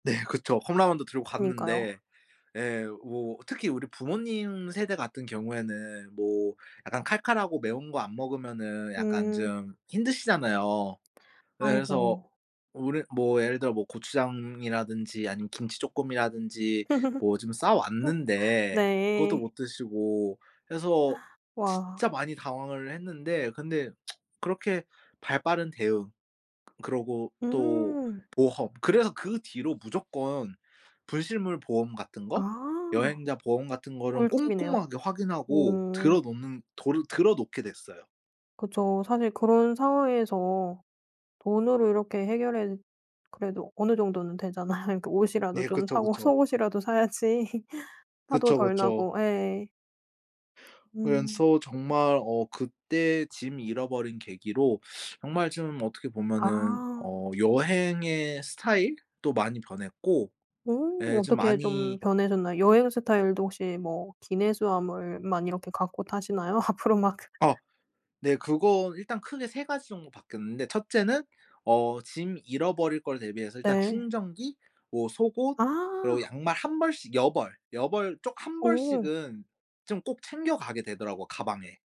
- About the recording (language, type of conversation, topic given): Korean, podcast, 짐을 잃어버렸을 때 그 상황을 어떻게 해결하셨나요?
- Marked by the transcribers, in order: laugh; tsk; laughing while speaking: "되잖아요. 그러니까 옷이라도 좀 사고 속옷이라도 사야지"; laughing while speaking: "앞으로 막?"; other background noise